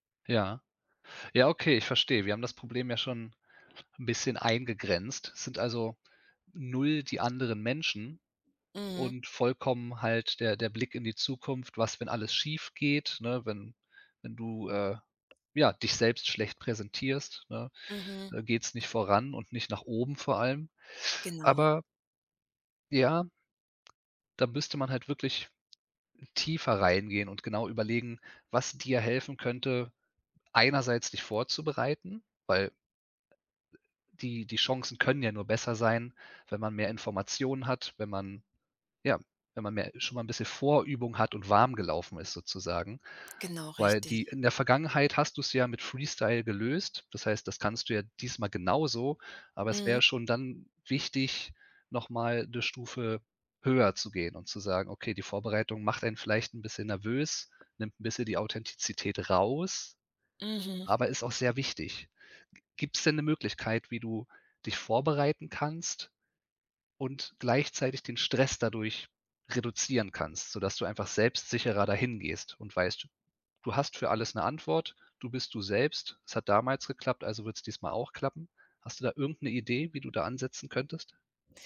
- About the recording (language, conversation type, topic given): German, advice, Warum fällt es mir schwer, bei beruflichen Veranstaltungen zu netzwerken?
- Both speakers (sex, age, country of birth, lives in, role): female, 50-54, Germany, United States, user; male, 35-39, Germany, Germany, advisor
- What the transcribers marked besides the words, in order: other background noise; tapping; other noise